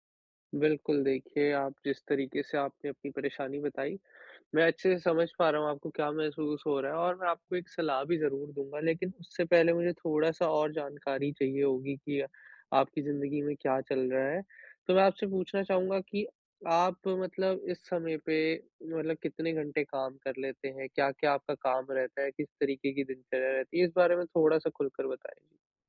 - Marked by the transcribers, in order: none
- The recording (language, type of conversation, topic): Hindi, advice, काम और स्वास्थ्य के बीच संतुलन बनाने के उपाय